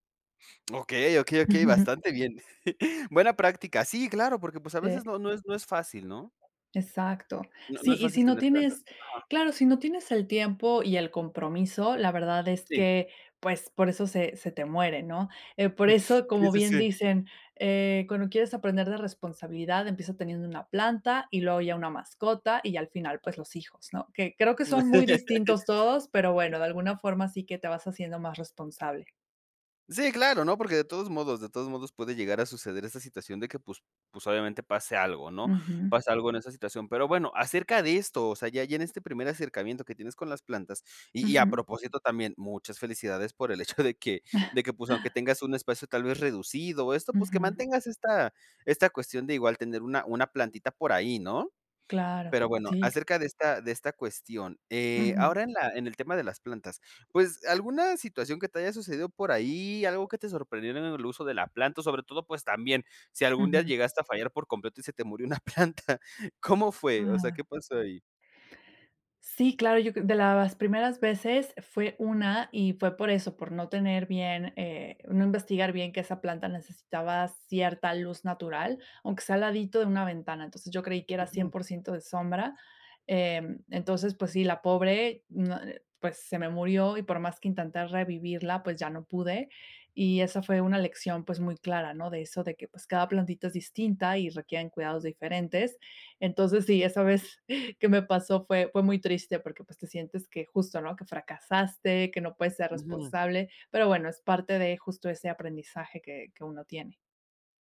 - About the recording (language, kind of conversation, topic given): Spanish, podcast, ¿Qué te ha enseñado la experiencia de cuidar una planta?
- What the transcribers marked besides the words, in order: chuckle; chuckle; laughing while speaking: "una planta"; laughing while speaking: "que me pasó"